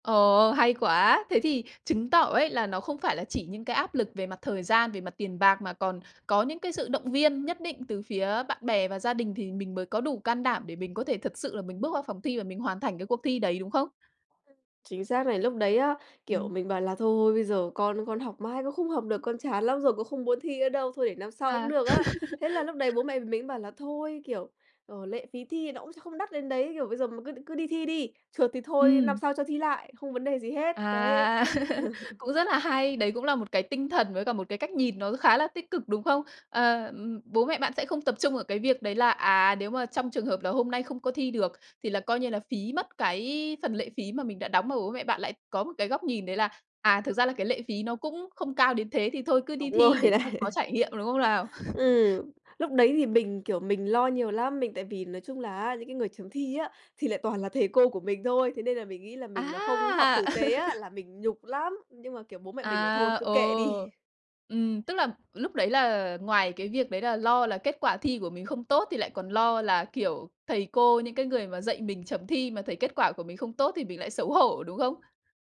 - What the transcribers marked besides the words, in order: tapping; laugh; laugh; chuckle; other background noise; laughing while speaking: "Đúng rồi này"; chuckle; laugh; laughing while speaking: "đi"
- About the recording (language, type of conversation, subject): Vietnamese, podcast, Bạn có thể kể về một lần bạn cảm thấy mình thật can đảm không?